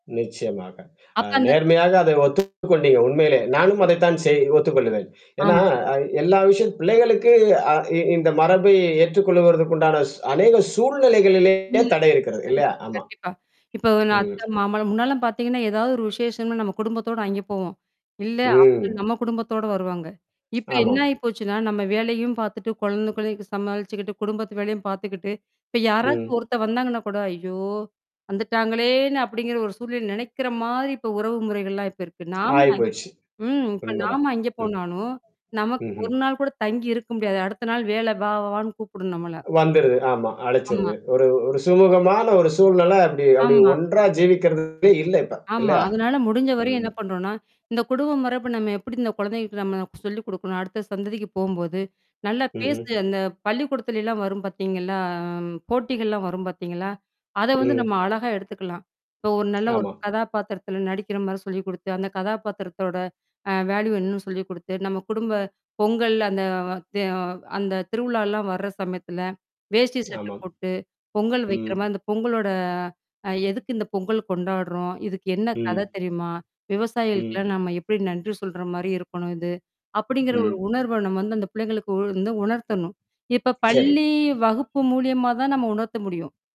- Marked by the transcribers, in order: other noise; distorted speech; "குழந்தைங்களையும்" said as "குழந்தைக்கொலயும்"; drawn out: "பார்த்தீங்களா?"; in English: "வேல்யூ"; tapping; drawn out: "பள்ளி"
- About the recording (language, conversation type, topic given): Tamil, podcast, குடும்ப மரபை அடுத்த தலைமுறைக்கு நீங்கள் எப்படி கொண்டு செல்லப் போகிறீர்கள்?